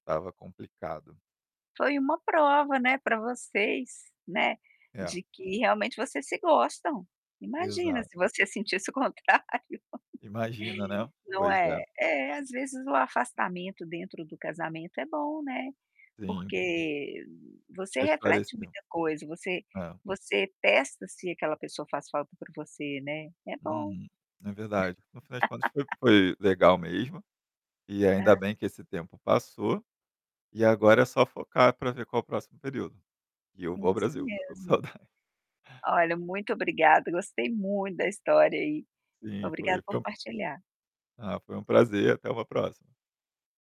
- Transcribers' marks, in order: static; laughing while speaking: "se você sentisse o contrário"; laugh; chuckle
- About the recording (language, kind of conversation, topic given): Portuguese, podcast, Como foi receber uma notícia que mudou completamente os seus planos?